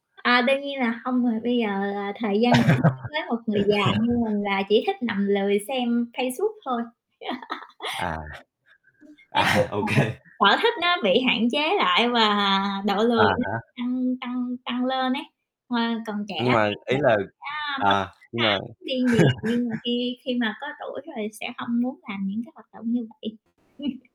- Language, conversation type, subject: Vietnamese, unstructured, Nếu không có máy chơi game, bạn sẽ giải trí vào cuối tuần như thế nào?
- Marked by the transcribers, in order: laugh; distorted speech; static; laughing while speaking: "À, OK"; laugh; other background noise; laugh; tapping; chuckle